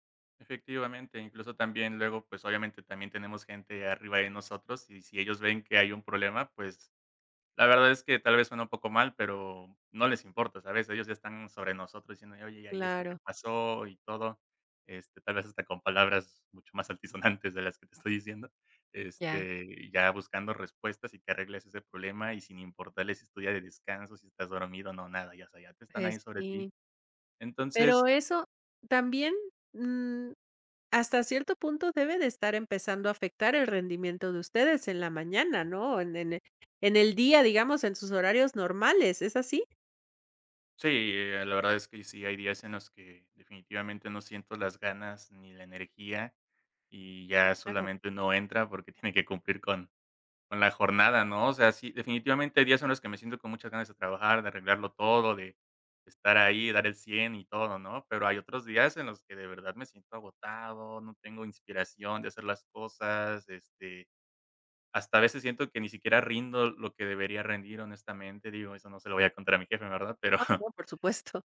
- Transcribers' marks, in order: laughing while speaking: "altisonantes"; other background noise; laughing while speaking: "tiene"; tapping; laughing while speaking: "pero"; laughing while speaking: "supuesto"
- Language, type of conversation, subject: Spanish, advice, ¿Cómo puedo dejar de rumiar sobre el trabajo por la noche para conciliar el sueño?